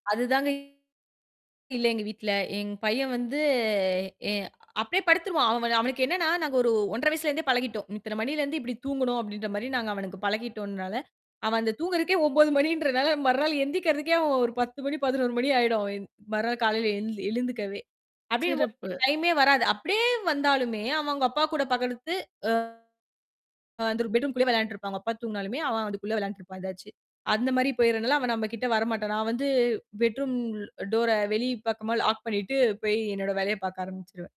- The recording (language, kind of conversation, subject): Tamil, podcast, உங்கள் வீட்டில் காலை நேர பழக்கவழக்கங்கள் எப்படி இருக்கின்றன?
- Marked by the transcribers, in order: distorted speech; in English: "டைம்மே"; "படுத்து" said as "பகலுத்து"; in English: "பெட்ரூம்க்குள்ளே"; in English: "பெட்ரூம் டோர"; in English: "லாக்"